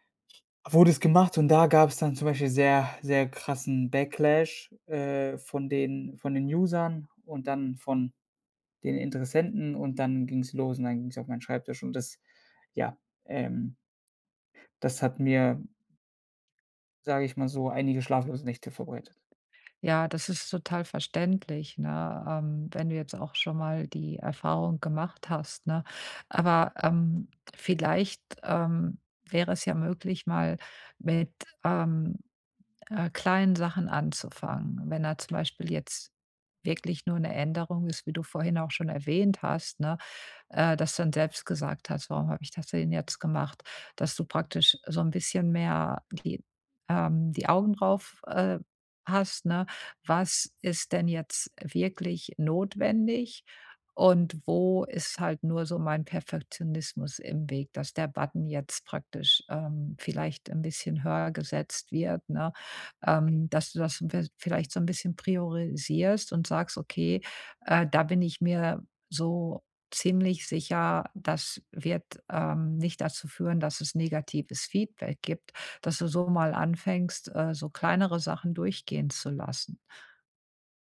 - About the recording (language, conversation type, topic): German, advice, Wie blockiert mich Perfektionismus bei der Arbeit und warum verzögere ich dadurch Abgaben?
- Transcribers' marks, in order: in English: "Backlash"; other background noise